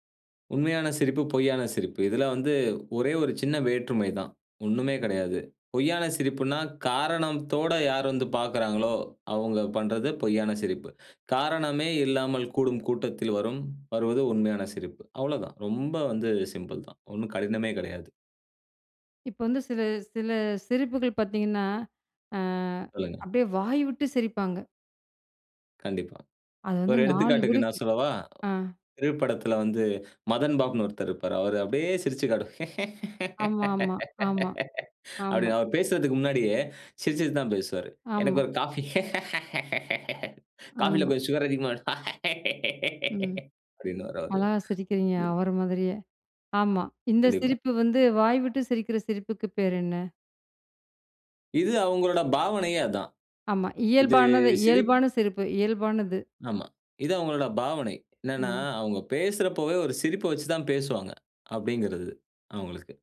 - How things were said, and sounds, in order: in English: "சிம்பிள்"; laugh; laugh; laugh; other noise; other background noise; tapping
- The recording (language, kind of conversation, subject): Tamil, podcast, சிரிப்பு ஒருவரைப் பற்றி என்ன சொல்லும்?